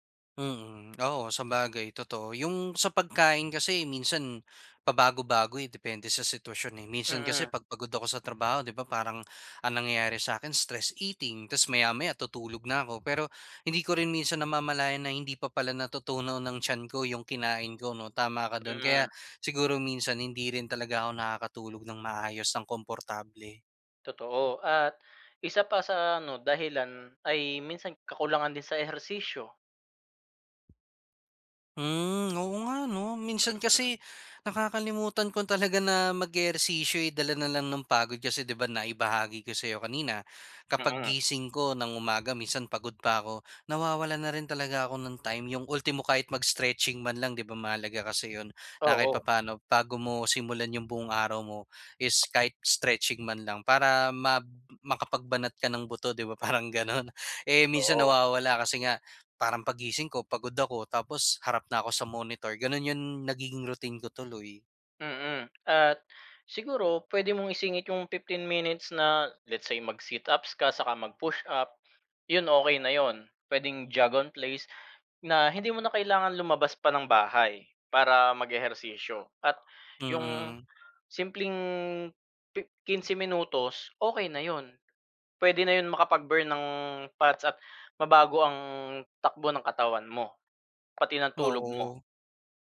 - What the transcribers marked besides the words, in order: in English: "stress eating"; tongue click; in English: "mag-stretching"; in English: "stretching"; in English: "monitor"; in English: "routine"; in English: "let's say mag-sit-ups"; in English: "jog on place"; in English: "makapag-burn ng fats"
- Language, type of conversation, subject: Filipino, advice, Bakit hindi ako makapanatili sa iisang takdang oras ng pagtulog?